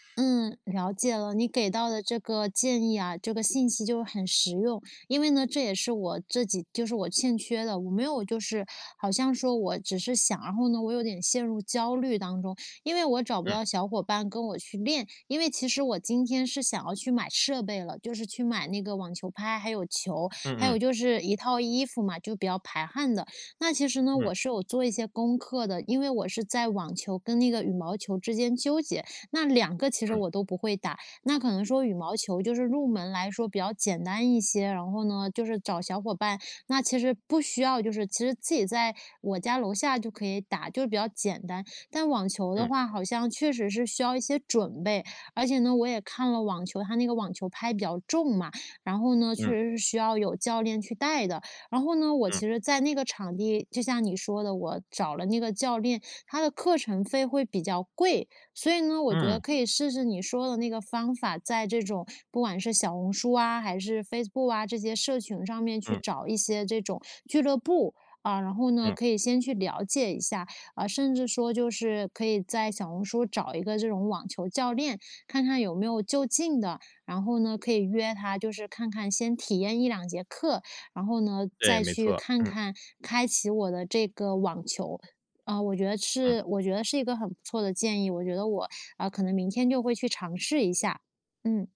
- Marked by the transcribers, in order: "自己" said as "制己"; tapping; other background noise
- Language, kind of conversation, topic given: Chinese, advice, 我怎样才能建立可持续、长期稳定的健身习惯？